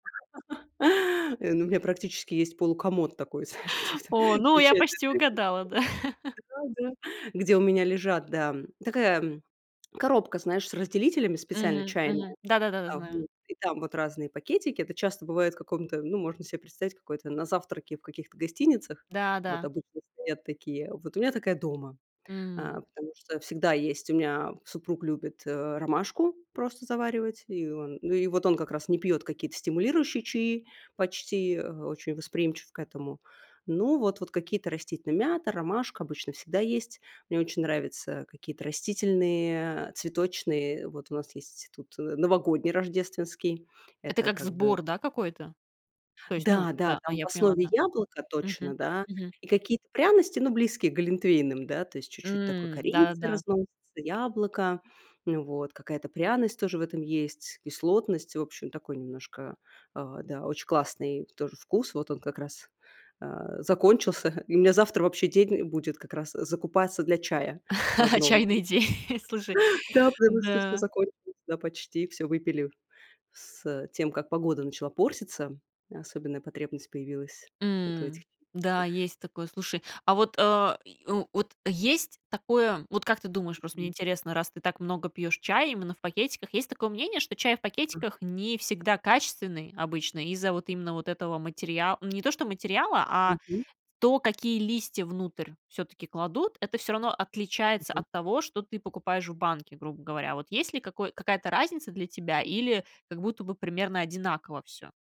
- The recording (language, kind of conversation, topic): Russian, podcast, Что вам больше всего нравится в вечерней чашке чая?
- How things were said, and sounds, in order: laugh; laughing while speaking: "знаешь, где вот там встречают"; unintelligible speech; laugh; tapping; unintelligible speech; laugh; laughing while speaking: "Чайный день"; chuckle